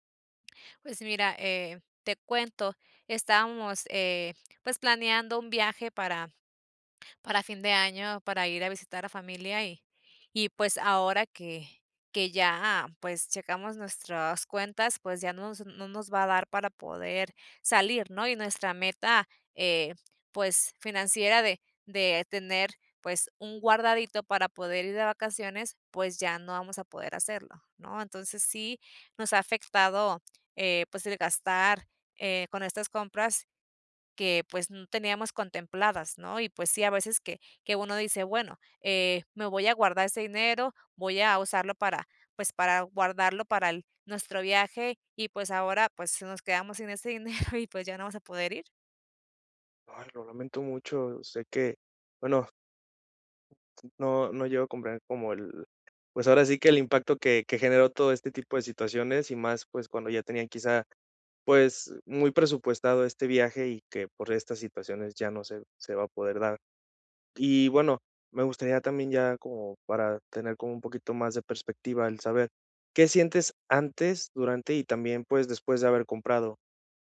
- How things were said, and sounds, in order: chuckle; tapping
- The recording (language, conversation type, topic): Spanish, advice, ¿Cómo ha afectado tu presupuesto la compra impulsiva constante y qué culpa te genera?